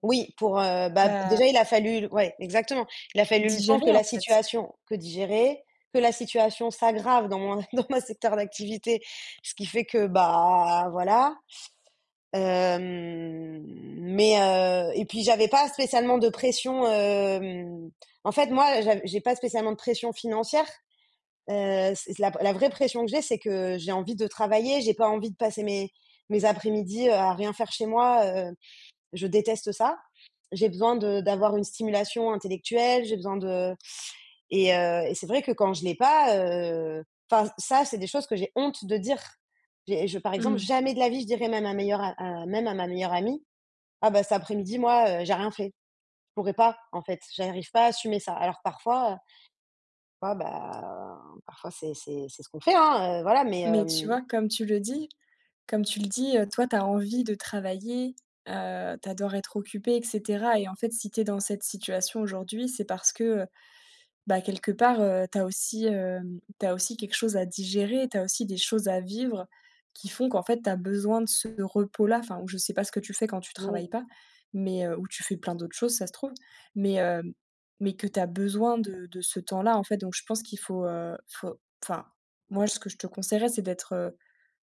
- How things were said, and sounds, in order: unintelligible speech; laughing while speaking: "dans ma secteur d'activité"; drawn out: "bah"; drawn out: "Hem"; other background noise; stressed: "jamais"; drawn out: "bah"; tapping
- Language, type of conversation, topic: French, advice, Pourquoi ai-je l’impression de devoir afficher une vie parfaite en public ?